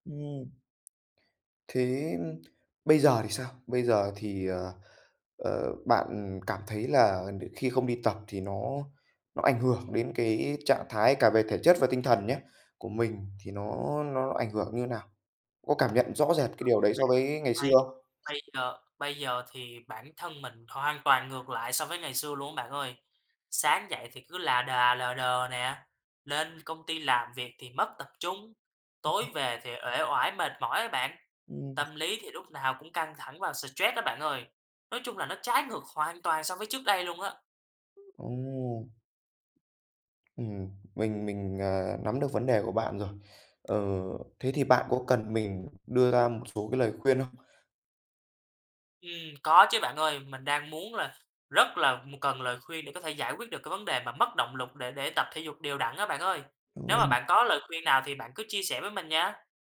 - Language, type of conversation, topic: Vietnamese, advice, Vì sao bạn bị mất động lực tập thể dục đều đặn?
- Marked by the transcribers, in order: tapping; unintelligible speech; other background noise; unintelligible speech; alarm; other noise